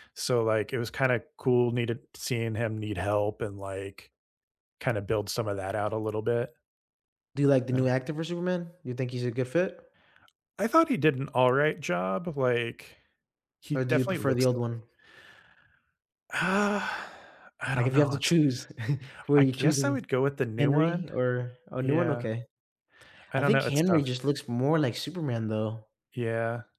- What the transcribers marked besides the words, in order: chuckle
- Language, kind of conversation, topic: English, unstructured, What was the first movie that made you love going to the cinema?
- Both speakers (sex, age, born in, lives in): male, 25-29, United States, United States; male, 40-44, United States, United States